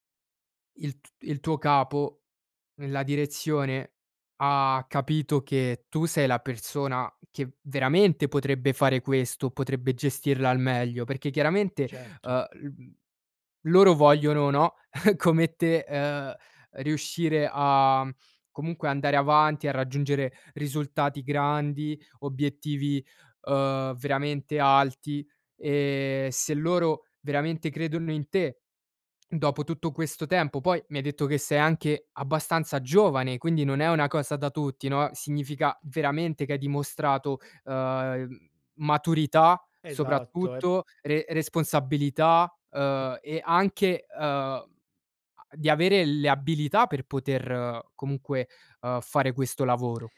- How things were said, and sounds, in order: chuckle; other background noise
- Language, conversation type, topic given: Italian, advice, Come posso affrontare la paura di fallire quando sto per iniziare un nuovo lavoro?